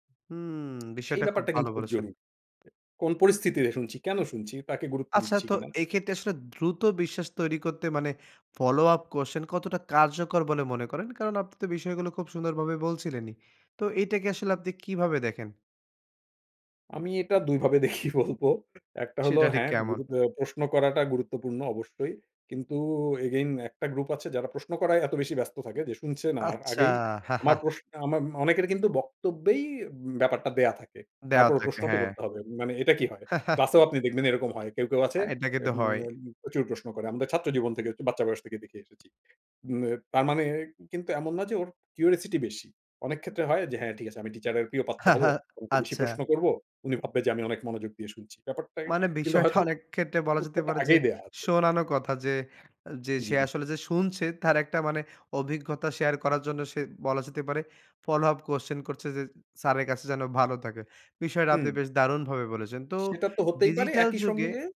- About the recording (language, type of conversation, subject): Bengali, podcast, শোনার মাধ্যমে কীভাবে দ্রুত বিশ্বাস গড়ে তোলা যায়?
- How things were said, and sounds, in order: tapping; other noise; laughing while speaking: "দেখি বলবো"; "আমার" said as "আমাম"; chuckle; chuckle; laughing while speaking: "হা, হা"; laughing while speaking: "অনেক"; grunt